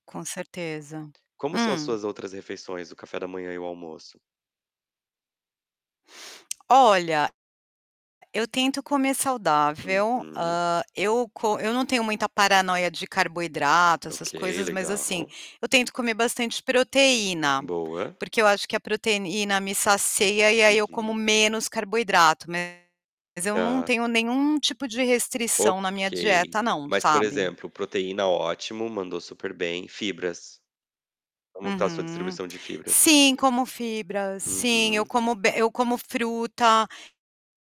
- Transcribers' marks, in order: tongue click; distorted speech; tapping
- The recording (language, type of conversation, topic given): Portuguese, advice, Como você costuma comer por emoção após um dia estressante e como lida com a culpa depois?